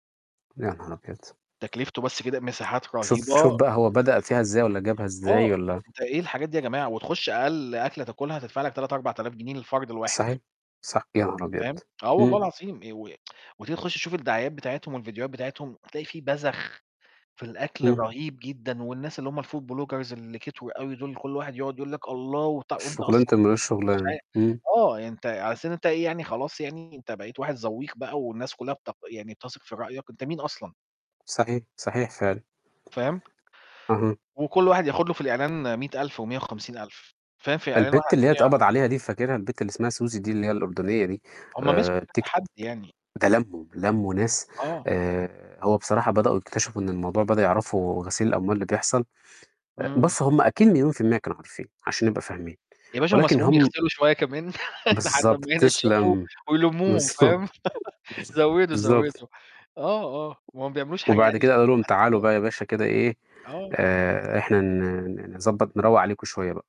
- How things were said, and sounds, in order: static; other background noise; tapping; tsk; in English: "الfood bloggers"; distorted speech; unintelligible speech; laughing while speaking: "يغسلو شوية كمان لحد ما ينشّفوا ويلموهم فاهم؟"; chuckle; laugh
- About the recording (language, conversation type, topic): Arabic, unstructured, هل إنت شايف إن الصدق دايمًا أحسن سياسة؟